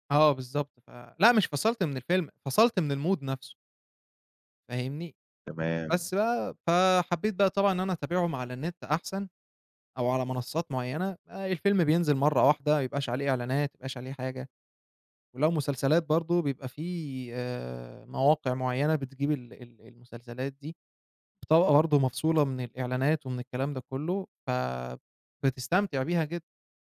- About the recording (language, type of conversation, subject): Arabic, podcast, احكيلي عن هوايتك المفضلة وإزاي بدأت فيها؟
- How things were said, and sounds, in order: in English: "الmood"; tapping